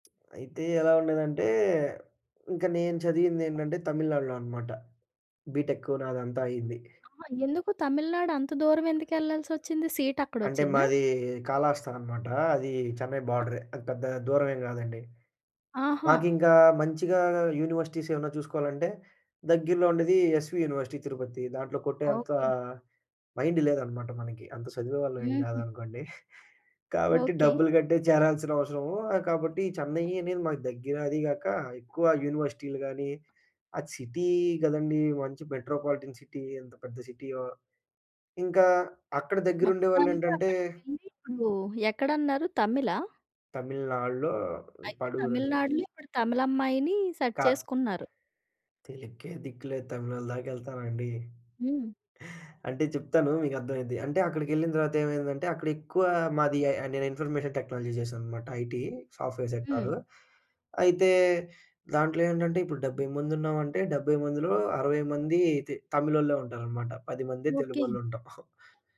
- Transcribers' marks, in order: other background noise; in English: "సీట్"; in English: "యూనివర్సిటీస్"; in English: "యూనివర్సిటీ"; in English: "మైండ్"; giggle; in English: "సిటీ"; in English: "మెట్రోపాలిటన్ సిటీ"; in English: "సెట్"; in English: "ఇన్ఫర్మేషన్ టెక్నాలజీ"; in English: "ఐటీ సాఫ్ట్‌వేర్"; giggle
- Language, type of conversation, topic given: Telugu, podcast, మీరు పెళ్లి నిర్ణయం తీసుకున్న రోజును ఎలా గుర్తు పెట్టుకున్నారు?